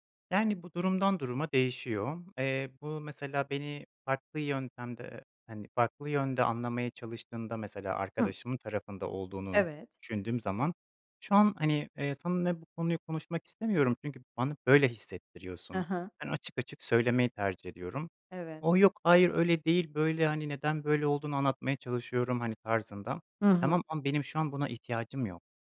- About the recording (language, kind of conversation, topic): Turkish, podcast, İyi bir dinleyici olmak için neler yaparsın?
- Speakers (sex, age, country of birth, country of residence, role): female, 45-49, Turkey, Netherlands, host; male, 25-29, Turkey, Poland, guest
- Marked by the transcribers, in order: tapping